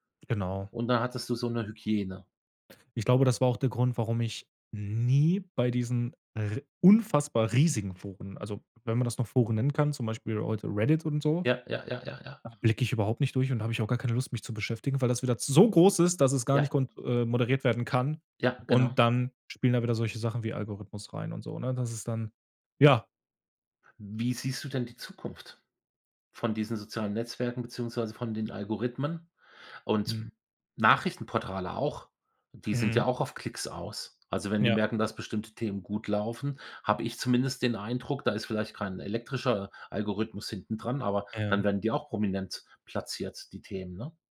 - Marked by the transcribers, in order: none
- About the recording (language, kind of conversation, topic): German, podcast, Wie können Algorithmen unsere Meinungen beeinflussen?